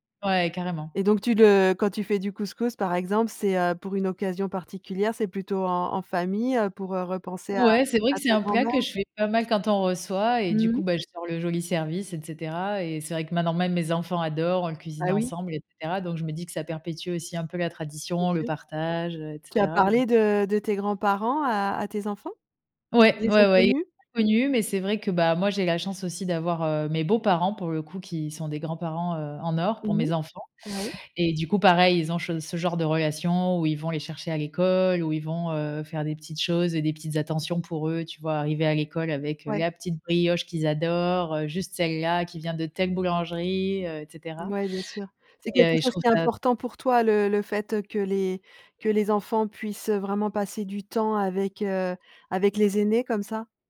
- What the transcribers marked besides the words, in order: none
- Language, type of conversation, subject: French, podcast, Quelle place tenaient les grands-parents dans ton quotidien ?